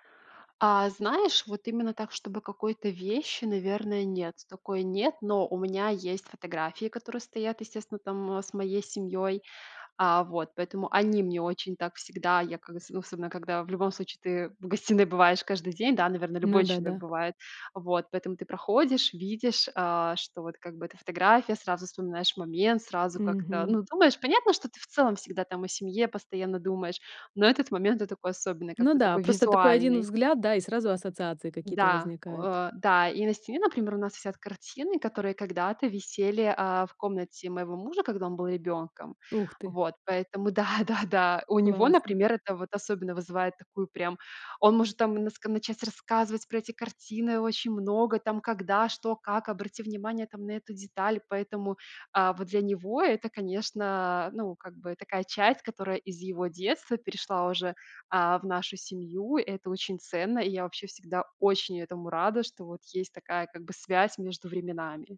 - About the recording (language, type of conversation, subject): Russian, podcast, Где в доме тебе уютнее всего и почему?
- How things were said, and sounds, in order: laughing while speaking: "да, да, да"